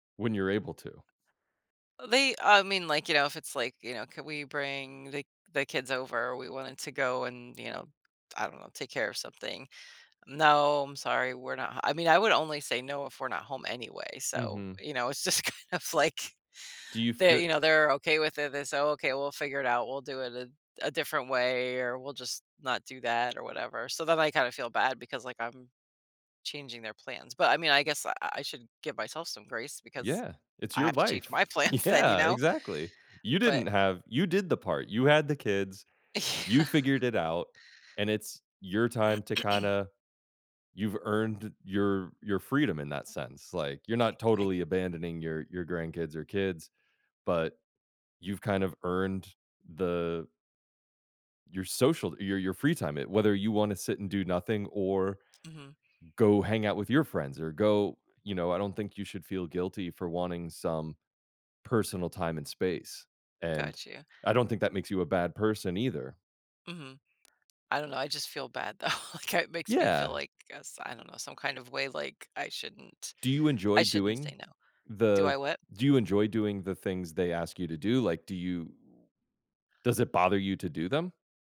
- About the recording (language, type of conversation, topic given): English, advice, How can I say no without feeling guilty?
- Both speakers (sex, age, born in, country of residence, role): female, 50-54, United States, United States, user; male, 40-44, United States, United States, advisor
- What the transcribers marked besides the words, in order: tapping; laughing while speaking: "kind of, like"; laughing while speaking: "plans"; laughing while speaking: "Yeah"; laughing while speaking: "Yeah"; other background noise; throat clearing; laughing while speaking: "though"